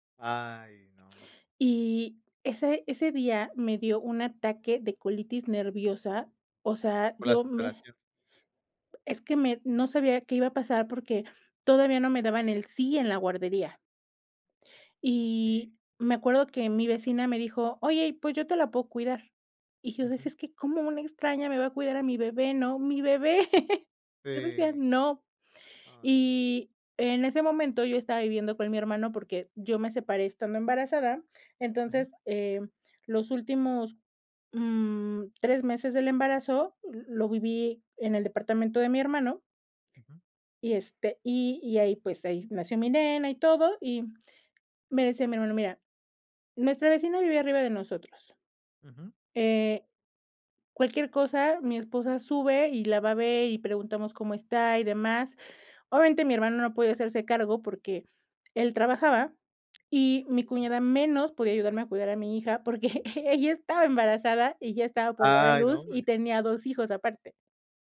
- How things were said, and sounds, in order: chuckle; laughing while speaking: "porque ella"
- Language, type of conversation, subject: Spanish, podcast, ¿Cuál es la mejor forma de pedir ayuda?